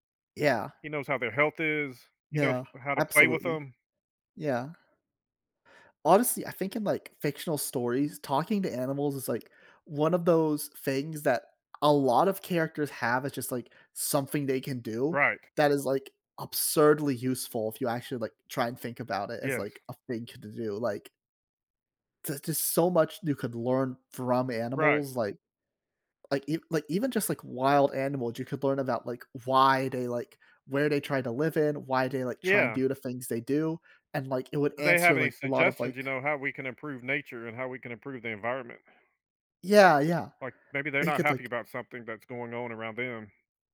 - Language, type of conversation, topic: English, unstructured, How do you think understanding animals better could change our relationship with them?
- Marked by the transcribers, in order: none